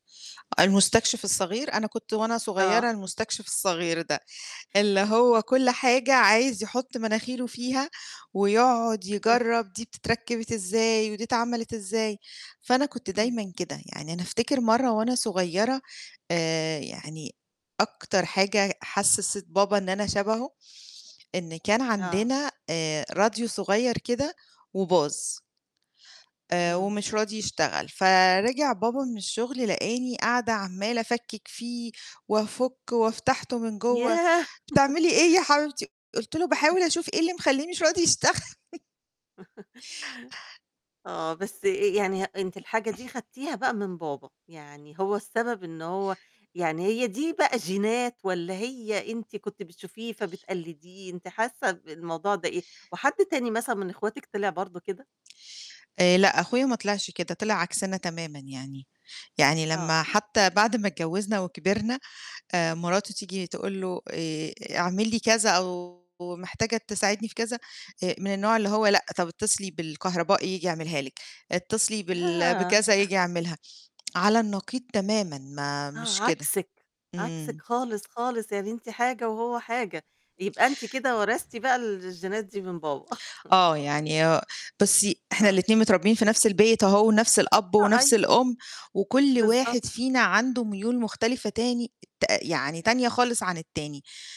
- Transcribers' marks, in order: other background noise; other noise; "بتتركب" said as "بتتركبت"; "وفتحته" said as "وأفتحته"; chuckle; laughing while speaking: "يشتغل"; chuckle; throat clearing; distorted speech; chuckle; chuckle
- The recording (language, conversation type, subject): Arabic, podcast, بتحس إن فيه وصمة لما تطلب مساعدة؟ ليه؟